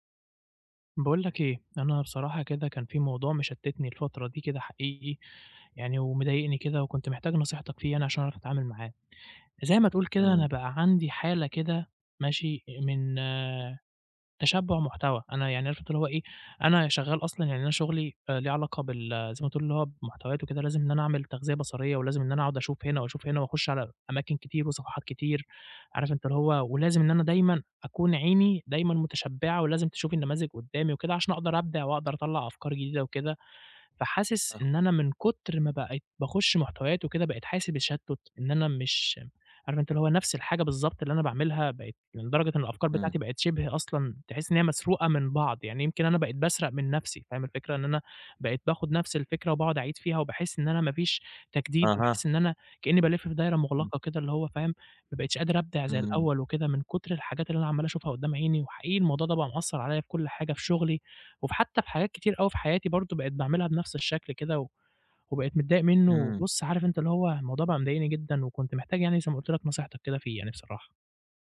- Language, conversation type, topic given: Arabic, advice, إزاي أتعامل مع زحمة المحتوى وألاقي مصادر إلهام جديدة لعادتي الإبداعية؟
- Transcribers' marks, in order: none